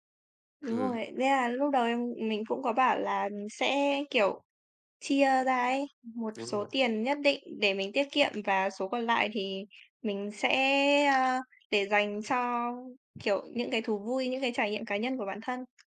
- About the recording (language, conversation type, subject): Vietnamese, unstructured, Bạn quyết định thế nào giữa việc tiết kiệm tiền và chi tiền cho những trải nghiệm?
- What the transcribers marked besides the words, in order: other background noise; unintelligible speech; tapping